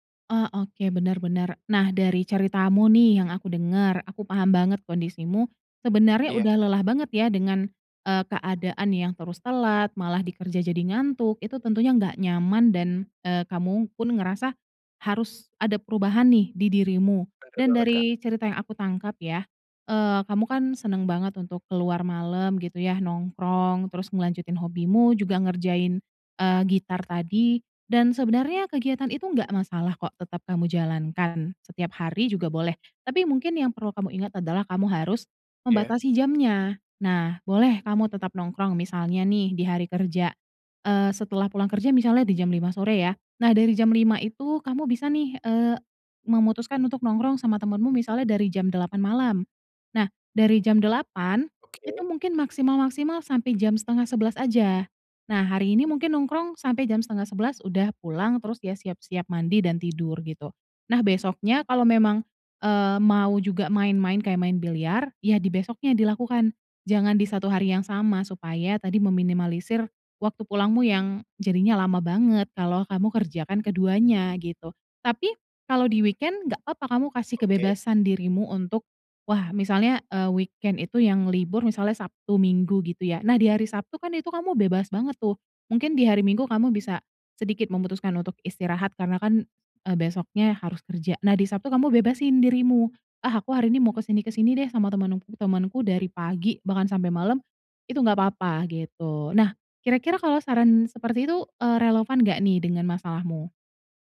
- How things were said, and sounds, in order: in English: "weekend"; in English: "weekend"
- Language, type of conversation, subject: Indonesian, advice, Mengapa Anda sulit bangun pagi dan menjaga rutinitas?